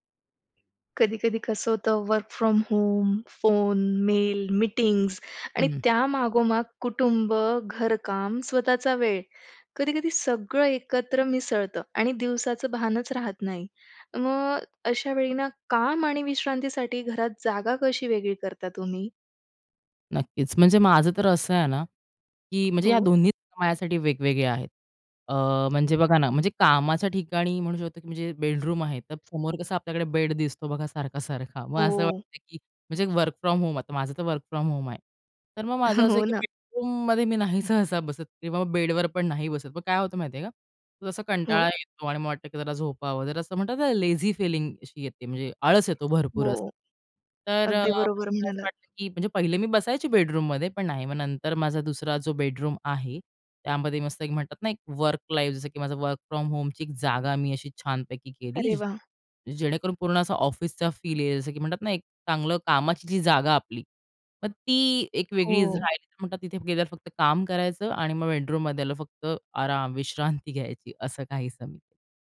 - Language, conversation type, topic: Marathi, podcast, काम आणि विश्रांतीसाठी घरात जागा कशी वेगळी करता?
- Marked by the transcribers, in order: other background noise; in English: "वर्क फ्रॉम होम"; in English: "बेडरूम"; in English: "वर्क फ्रॉम होम"; in English: "वर्क फ्रॉम होम"; chuckle; laughing while speaking: "हो ना"; in English: "बेडरूममध्ये"; in English: "लेझी फीलिंग"; in English: "बेडरूममध्ये"; in English: "वर्क लाईफ"; in English: "वर्क फ्रॉम होमची"; in English: "बेडरूममध्ये"